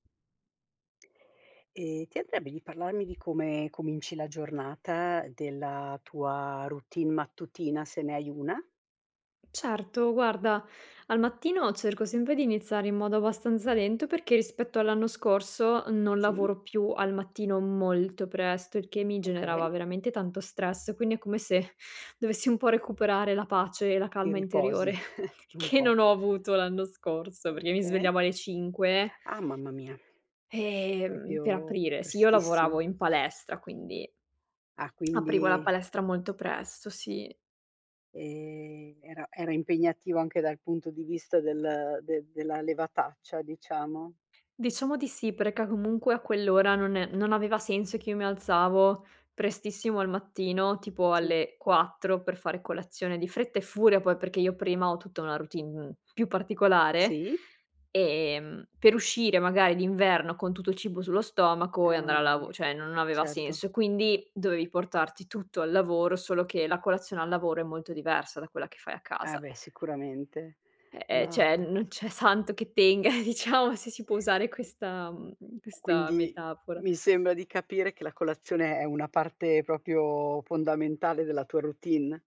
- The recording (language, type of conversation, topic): Italian, podcast, Com’è la tua routine mattutina?
- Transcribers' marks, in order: other background noise; tapping; "abbastanza" said as "abastanza"; stressed: "molto"; chuckle; "Okay" said as "oka"; "Proprio" said as "propio"; lip smack; "perché" said as "perca"; "cioè" said as "ceh"; "cioè" said as "ceh"; laughing while speaking: "diciamo"; "proprio" said as "propio"